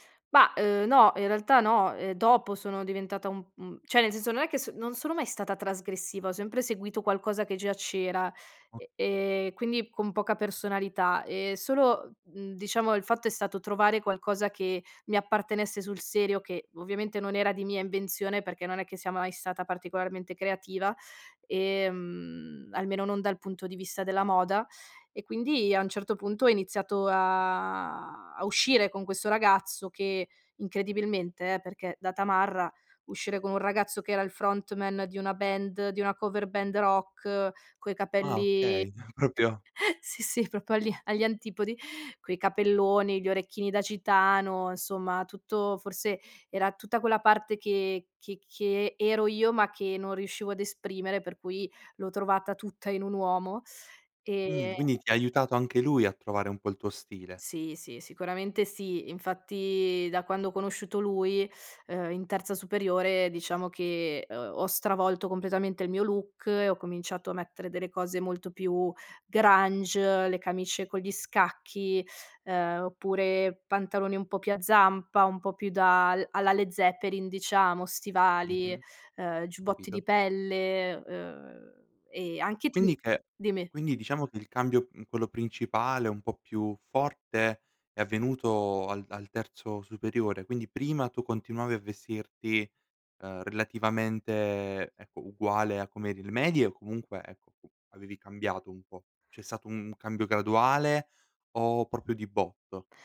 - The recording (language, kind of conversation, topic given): Italian, podcast, Come è cambiato il tuo modo di vestirti nel tempo?
- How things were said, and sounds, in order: "cioè" said as "ceh"; laughing while speaking: "propio"; "proprio" said as "propio"; chuckle; laughing while speaking: "sì, sì, propio agli"; "proprio" said as "propio"; in English: "grunge"; "proprio" said as "propio"